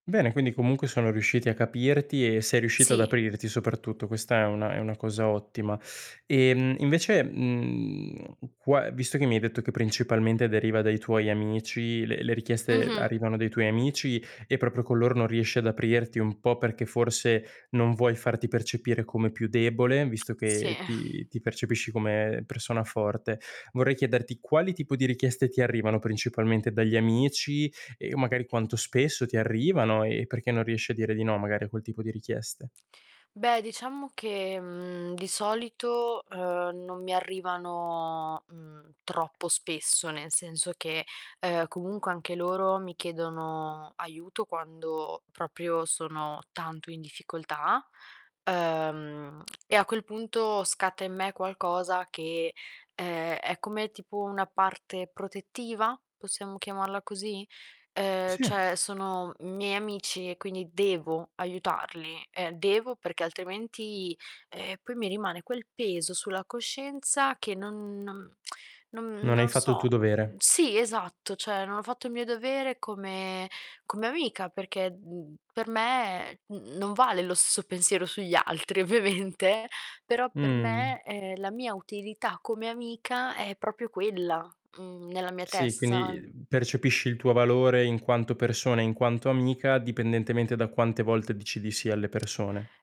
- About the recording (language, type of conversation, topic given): Italian, advice, Come posso dire di no senza sentirmi in colpa?
- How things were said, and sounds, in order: drawn out: "mhmm"; distorted speech; "proprio" said as "propio"; chuckle; "proprio" said as "propio"; other background noise; "cioè" said as "ceh"; stressed: "devo"; tongue click; "cioè" said as "ceh"; laughing while speaking: "ovviamente"; "proprio" said as "propio"; "testa" said as "tessan"; tapping